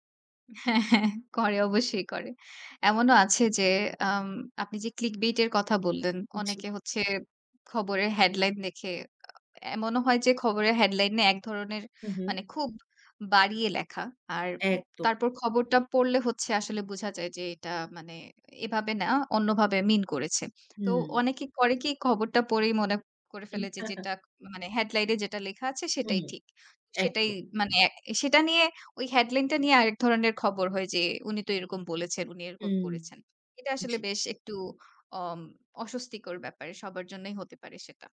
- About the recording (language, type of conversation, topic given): Bengali, podcast, অনলাইনে কোনো খবর দেখলে আপনি কীভাবে সেটির সত্যতা যাচাই করেন?
- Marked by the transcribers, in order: laughing while speaking: "হ্যাঁ, হ্যাঁ"; in English: "মিন"; chuckle; other background noise